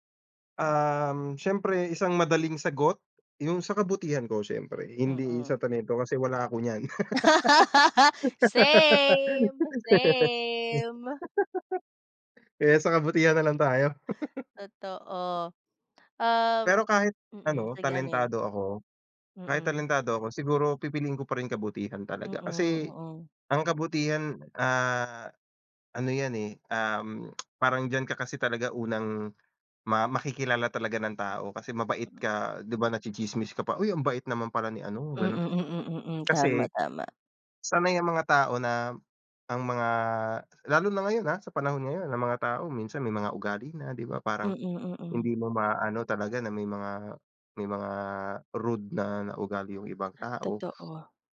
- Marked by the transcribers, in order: laugh; drawn out: "Same"; laugh; chuckle; tapping; tongue click
- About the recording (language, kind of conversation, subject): Filipino, unstructured, Mas gugustuhin mo bang makilala dahil sa iyong talento o sa iyong kabutihan?